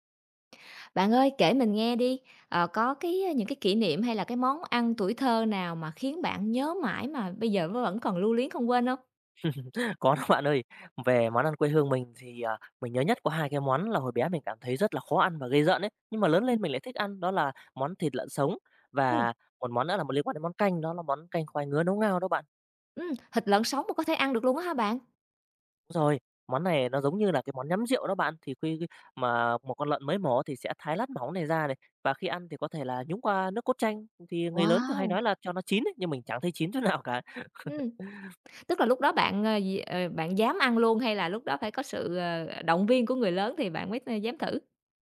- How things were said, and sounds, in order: tapping; chuckle; laughing while speaking: "Có đó"; laughing while speaking: "nào"; chuckle
- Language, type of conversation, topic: Vietnamese, podcast, Bạn có thể kể về món ăn tuổi thơ khiến bạn nhớ mãi không quên không?